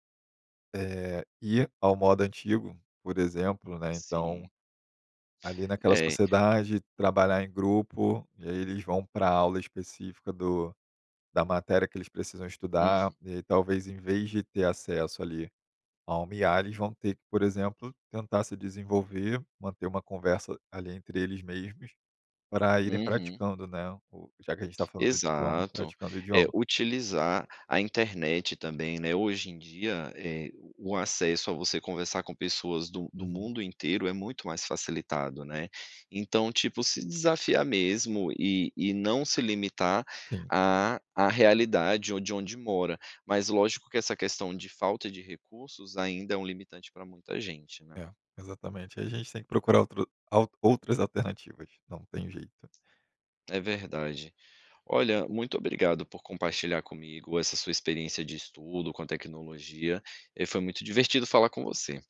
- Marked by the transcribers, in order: none
- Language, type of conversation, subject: Portuguese, podcast, Como a tecnologia ajuda ou atrapalha seus estudos?